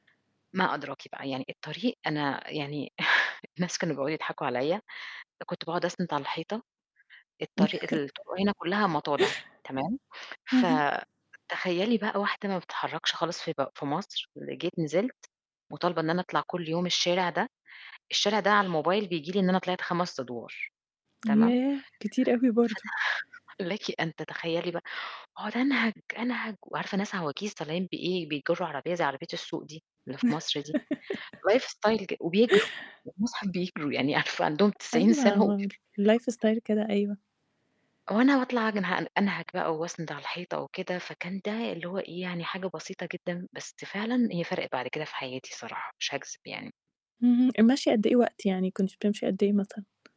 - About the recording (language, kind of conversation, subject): Arabic, podcast, إيه أبسط تغيير عملته وفرق معاك فرق كبير في حياتك؟
- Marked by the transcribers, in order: chuckle; chuckle; distorted speech; laugh; in English: "life style"; laughing while speaking: "عارفة"; other background noise; tapping; in English: "الlife style"; "أنهَج-" said as "أجنهأ"